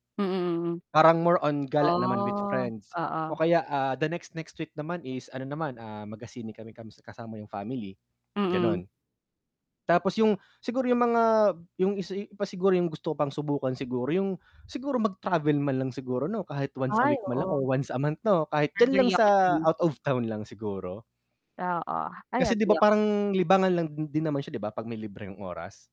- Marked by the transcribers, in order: static; "magsine" said as "magasine"; distorted speech
- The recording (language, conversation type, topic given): Filipino, unstructured, Ano ang paborito mong gawin kapag may libreng oras ka?